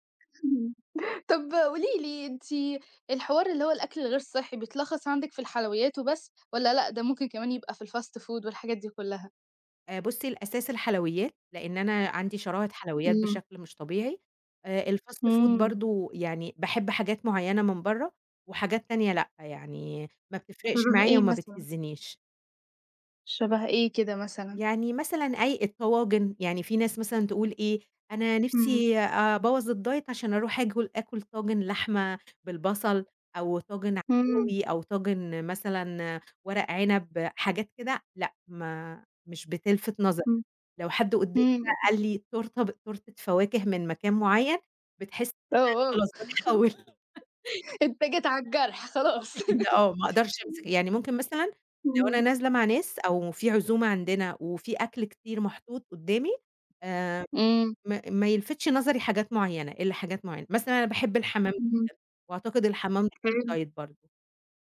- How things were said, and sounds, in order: tapping; chuckle; in English: "الfast food"; in English: "الfast food"; in English: "الdiet"; other noise; laugh; laugh; in English: "الdiet"
- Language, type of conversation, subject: Arabic, podcast, إزاي بتختار أكل صحي؟